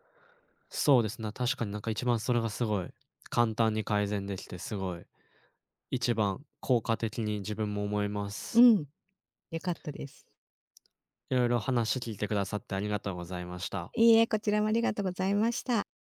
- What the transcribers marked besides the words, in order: none
- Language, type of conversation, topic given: Japanese, advice, 新しい環境で友達ができず、孤独を感じるのはどうすればよいですか？